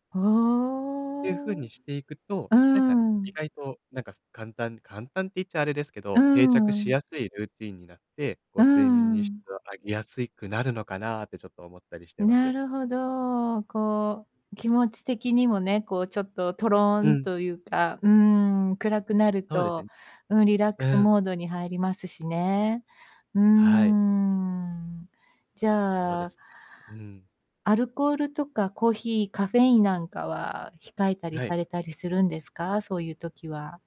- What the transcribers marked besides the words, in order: distorted speech; drawn out: "うーん"
- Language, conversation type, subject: Japanese, podcast, 睡眠の質を上げるには、どんな工夫が効果的だと思いますか？